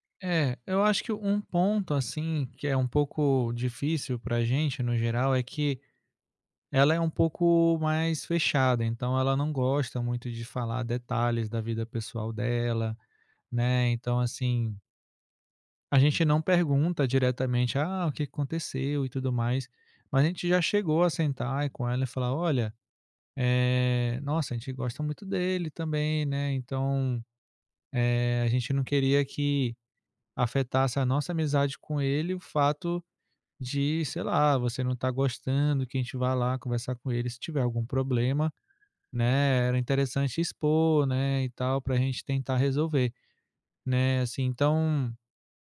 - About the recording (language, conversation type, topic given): Portuguese, advice, Como resolver desentendimentos com um amigo próximo sem perder a amizade?
- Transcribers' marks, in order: none